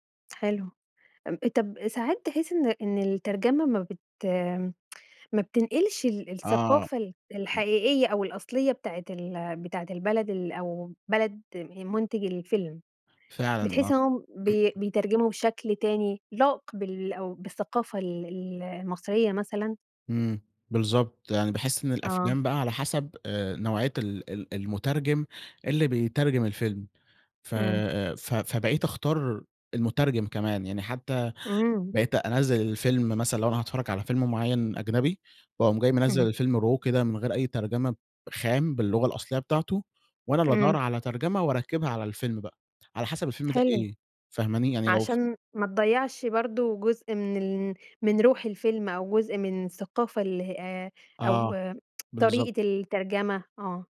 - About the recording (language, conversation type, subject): Arabic, podcast, شو رأيك في ترجمة ودبلجة الأفلام؟
- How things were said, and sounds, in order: tapping; tsk; unintelligible speech; throat clearing; in English: "raw"; tsk